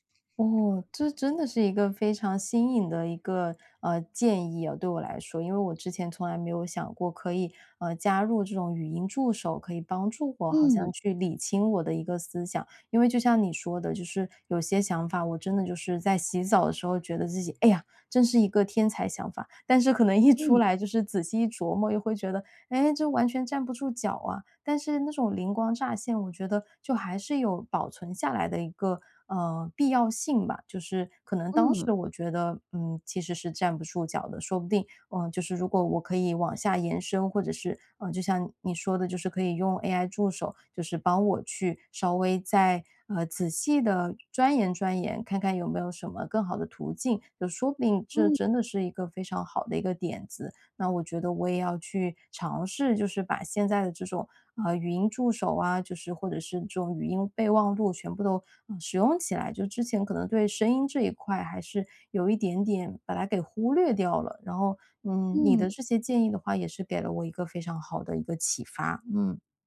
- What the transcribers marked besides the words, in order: none
- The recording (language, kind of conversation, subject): Chinese, advice, 你怎样才能养成定期收集灵感的习惯？